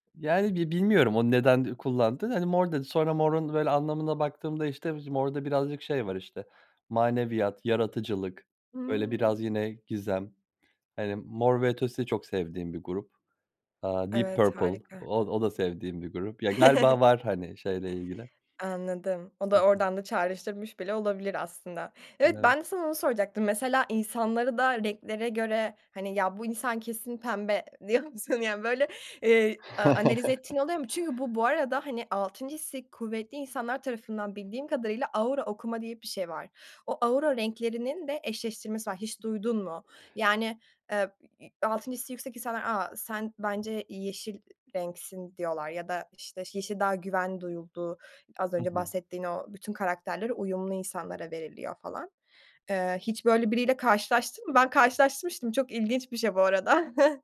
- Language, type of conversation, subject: Turkish, podcast, Hangi renkler sana enerji verir, hangileri sakinleştirir?
- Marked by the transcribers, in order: unintelligible speech; chuckle; unintelligible speech; laughing while speaking: "diyor musun, yani, böyle"; chuckle; chuckle